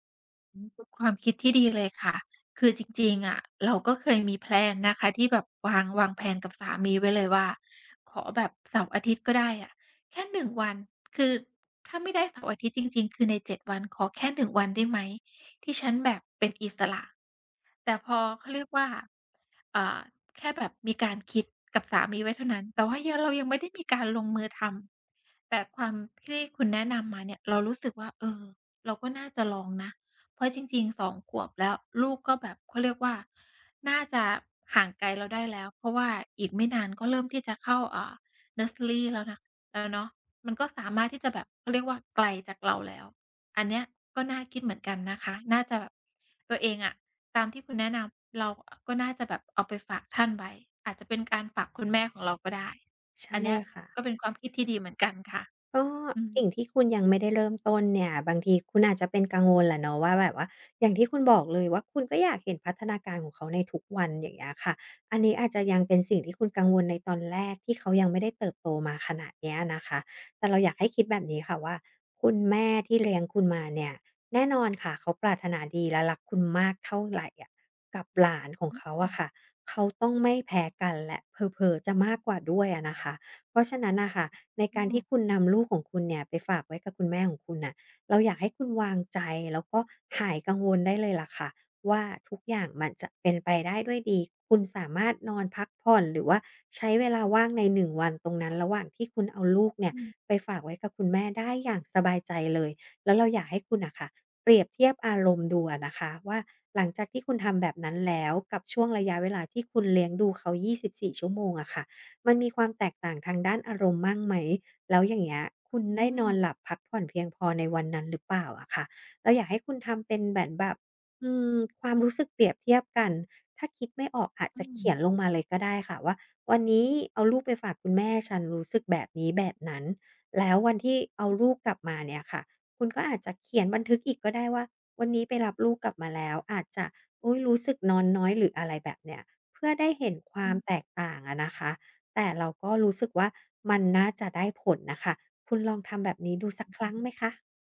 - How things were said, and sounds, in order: in English: "แพลน"; other background noise; other noise; "เหมือน" said as "แบ๋น"
- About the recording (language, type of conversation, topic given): Thai, advice, ความเครียดทำให้พักผ่อนไม่ได้ ควรผ่อนคลายอย่างไร?